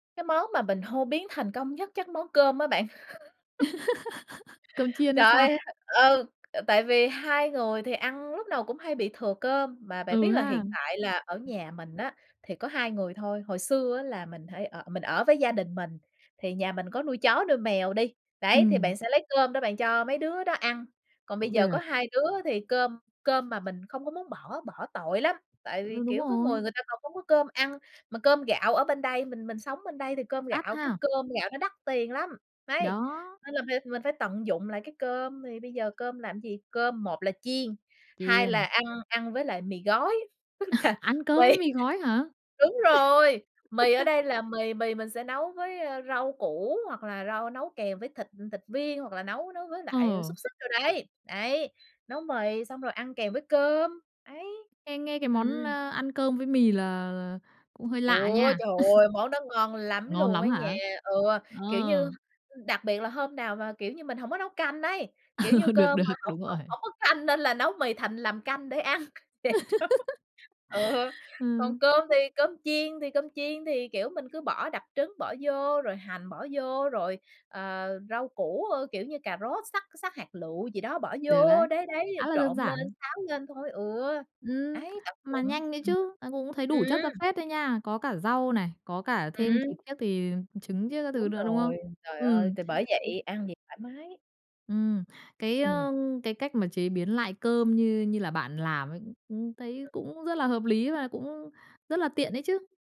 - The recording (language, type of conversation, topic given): Vietnamese, podcast, Làm sao để biến thức ăn thừa thành món mới ngon?
- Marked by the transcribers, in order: laugh; other noise; tapping; other background noise; laugh; laughing while speaking: "tức là quây"; laugh; laugh; laugh; laughing while speaking: "được"; laugh; laughing while speaking: "ăn"; unintelligible speech; unintelligible speech; unintelligible speech